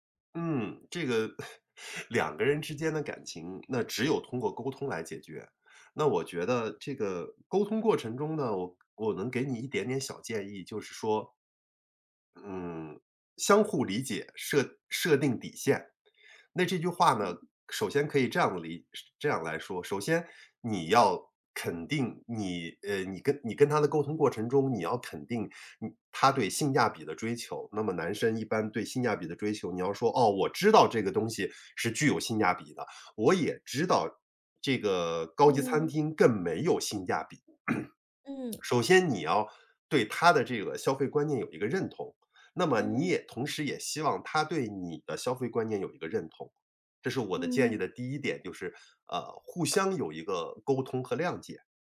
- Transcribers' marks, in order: laugh; other background noise; throat clearing; tapping
- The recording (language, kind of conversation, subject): Chinese, advice, 你最近一次因为花钱观念不同而与伴侣发生争执的情况是怎样的？